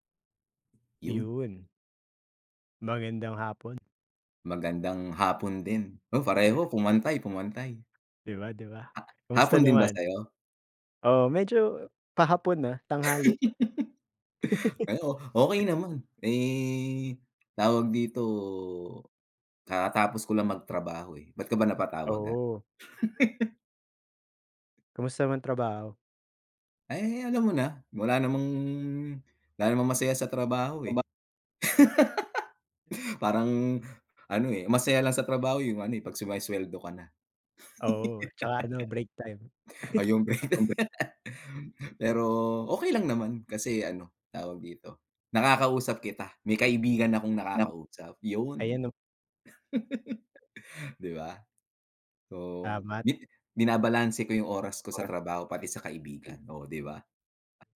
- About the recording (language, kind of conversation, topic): Filipino, unstructured, Paano mo binabalanse ang oras para sa trabaho at oras para sa mga kaibigan?
- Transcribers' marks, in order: tapping; chuckle; laugh; chuckle; chuckle; laugh; laugh; chuckle; laughing while speaking: "pera"; chuckle; "Tama" said as "tamat"